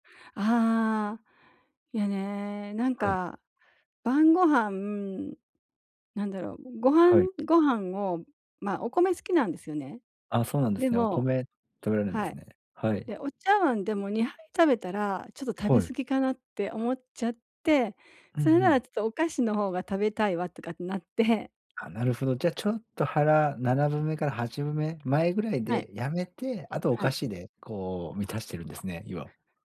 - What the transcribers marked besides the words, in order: none
- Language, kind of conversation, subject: Japanese, advice, 空腹でつい間食しすぎてしまうのを防ぐにはどうすればよいですか？